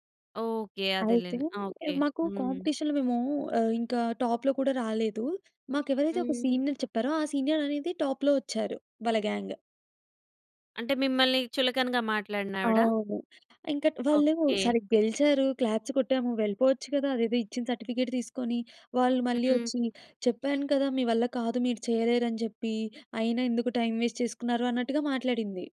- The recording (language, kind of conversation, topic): Telugu, podcast, మీరు విఫలమైనప్పుడు ఏమి నేర్చుకున్నారు?
- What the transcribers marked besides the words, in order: in English: "కాంపిటీషన్‌లో"; in English: "టాప్‌లో"; in English: "సీనియర్"; in English: "సీనియర్"; in English: "టాప్‌లో"; in English: "గ్యాంగ్"; in English: "క్లాప్స్"; in English: "సర్టిఫికేట్"; in English: "టైమ్ వేస్ట్"